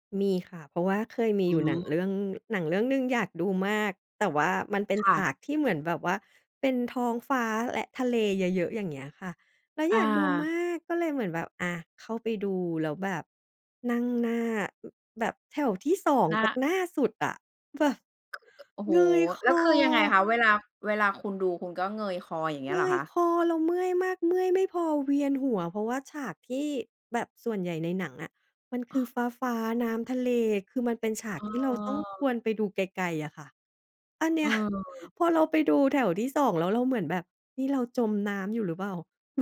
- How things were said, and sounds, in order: other background noise; chuckle
- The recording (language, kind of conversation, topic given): Thai, podcast, คุณคิดอย่างไรกับการดูหนังในโรงหนังเทียบกับการดูที่บ้าน?